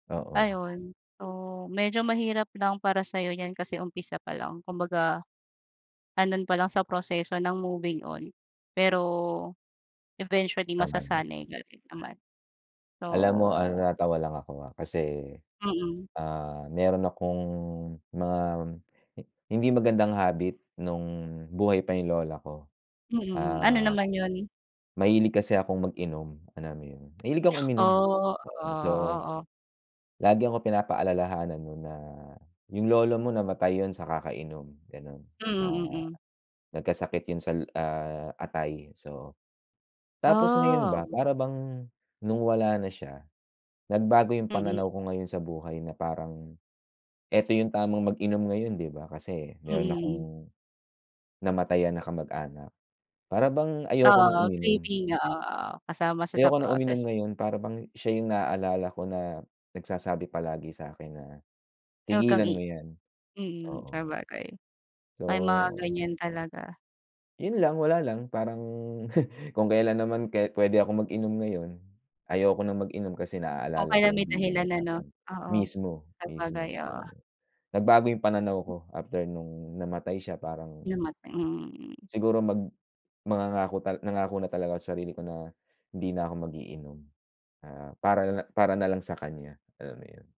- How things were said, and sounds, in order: other background noise; tapping; in English: "Grieving"; chuckle
- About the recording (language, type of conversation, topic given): Filipino, unstructured, Paano mo hinaharap ang pagkawala ng mahal sa buhay?